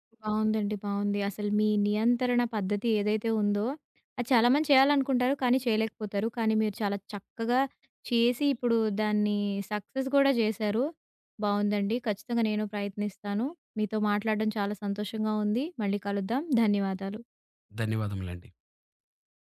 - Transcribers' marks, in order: other background noise; in English: "సక్సెస్"
- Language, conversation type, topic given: Telugu, podcast, స్మార్ట్‌ఫోన్‌లో మరియు సోషల్ మీడియాలో గడిపే సమయాన్ని నియంత్రించడానికి మీకు సరళమైన మార్గం ఏది?